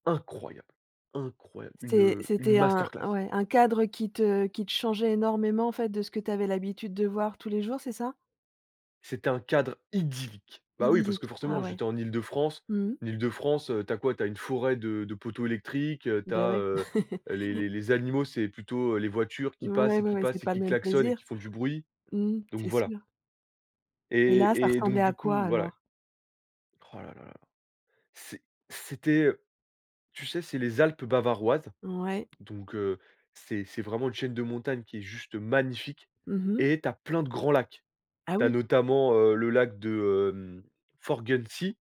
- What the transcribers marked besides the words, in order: in English: "masterclass"; stressed: "idyllique"; laugh; stressed: "magnifique"; tapping
- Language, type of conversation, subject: French, podcast, Quelle randonnée t’a fait changer de perspective ?